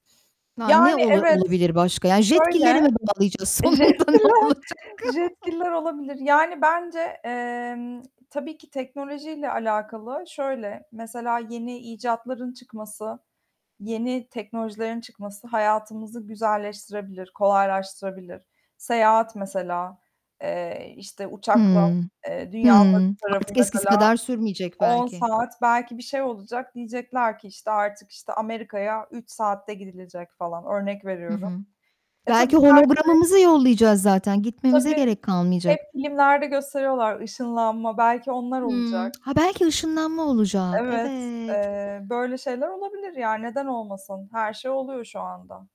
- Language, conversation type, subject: Turkish, unstructured, Teknoloji hayatımızı en çok nasıl değiştirdi?
- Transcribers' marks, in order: static; other background noise; laughing while speaking: "Jetgiller Jetgiller"; laughing while speaking: "sonunda ne olacak?"; chuckle; tongue click